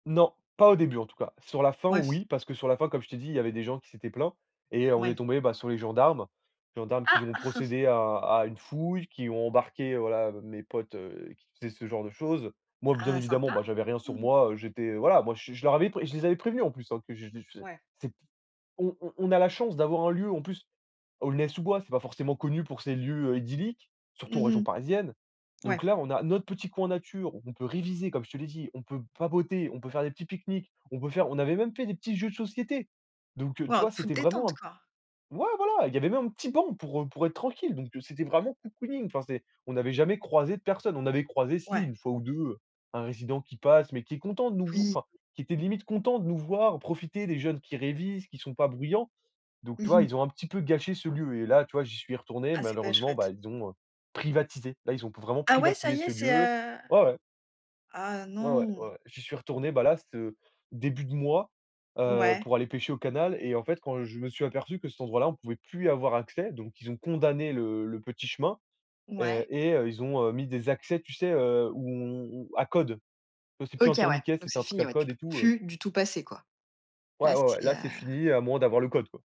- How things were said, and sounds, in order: chuckle; unintelligible speech; other background noise; sad: "ah non"; stressed: "plus"
- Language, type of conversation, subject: French, podcast, Quel coin secret conseillerais-tu dans ta ville ?